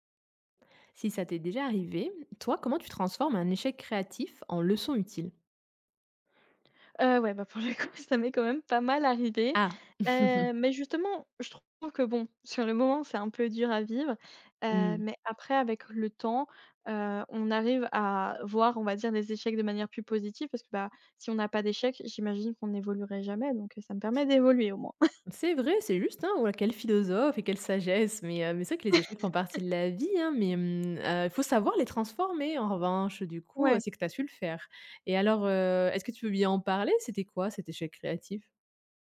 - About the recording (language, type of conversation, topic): French, podcast, Comment transformes-tu un échec créatif en leçon utile ?
- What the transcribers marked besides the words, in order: other background noise; chuckle; stressed: "d'évoluer"; chuckle; laugh; tapping